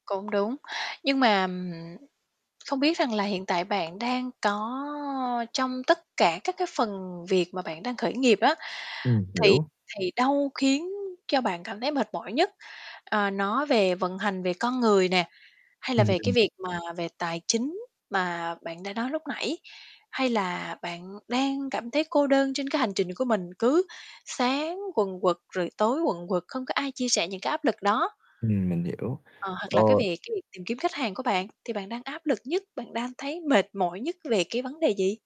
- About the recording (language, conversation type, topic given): Vietnamese, advice, Làm thế nào để vượt qua kiệt sức và lấy lại động lực sau nhiều tháng khởi nghiệp?
- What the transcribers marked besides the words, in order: tapping; distorted speech; static